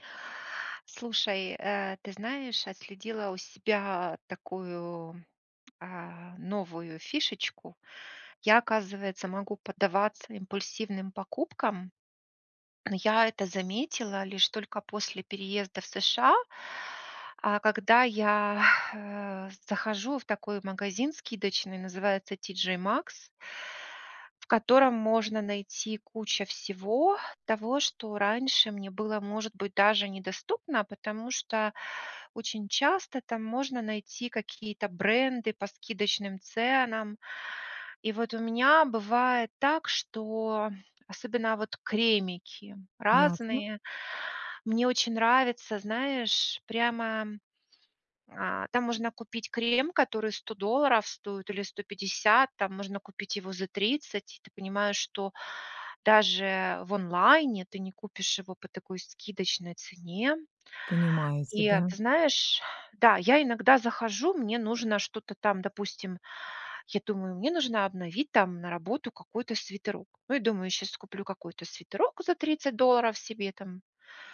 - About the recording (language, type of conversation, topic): Russian, advice, Почему я постоянно поддаюсь импульсу совершать покупки и не могу сэкономить?
- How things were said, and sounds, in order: exhale